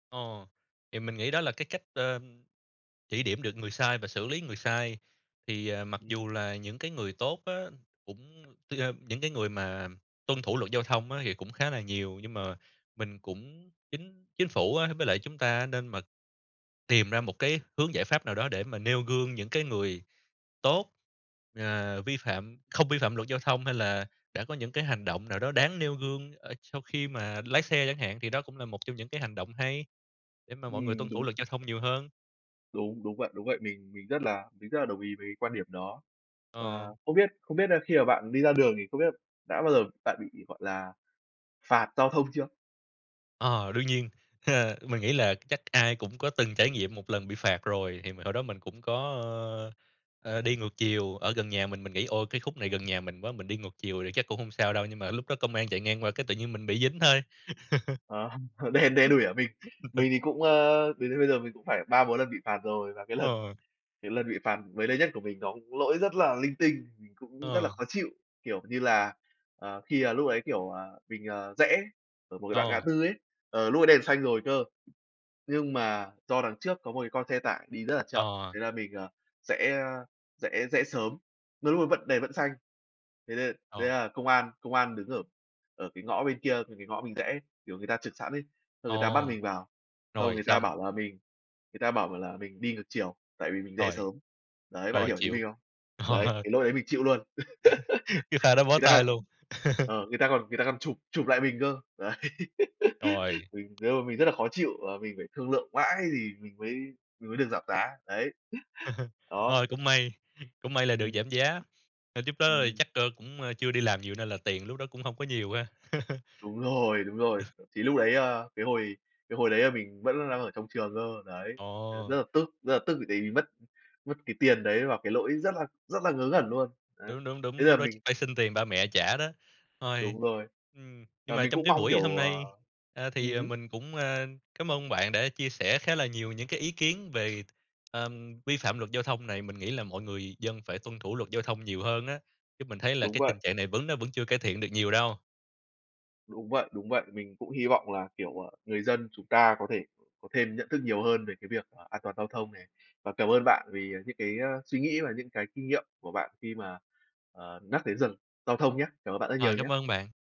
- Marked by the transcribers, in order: tapping; chuckle; laughing while speaking: "đen đen đủi ở mình"; laugh; laughing while speaking: "cái lần"; other background noise; laughing while speaking: "Ờ"; chuckle; laugh; chuckle; laughing while speaking: "Đấy"; giggle; chuckle; chuckle; other noise
- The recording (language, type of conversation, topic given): Vietnamese, unstructured, Bạn cảm thấy thế nào khi người khác không tuân thủ luật giao thông?